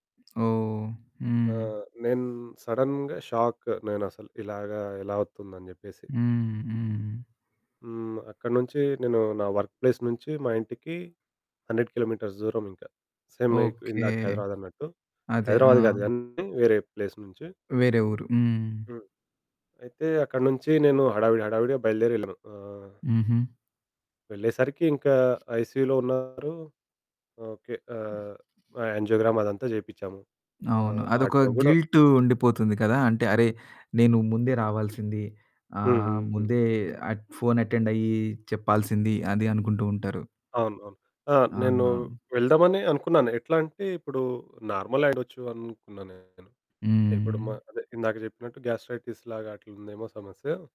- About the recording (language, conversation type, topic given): Telugu, podcast, పాత బాధలను విడిచిపెట్టేందుకు మీరు ఎలా ప్రయత్నిస్తారు?
- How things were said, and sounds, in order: in English: "సడెన్‌గా షాక్"; other background noise; in English: "వర్క్ ప్లేస్"; in English: "హండ్రెడ్ కిలోమీటర్స్"; in English: "సేమ్"; distorted speech; in English: "వేరే ప్లేస్"; in English: "ఐసీయూలో"; in English: "యాంజియోగ్రామ్"; in English: "హార్ట్‌లో"; in English: "అటెండ్"; in English: "నార్మల్"; in English: "గ్యాస్ట్రైటిస్"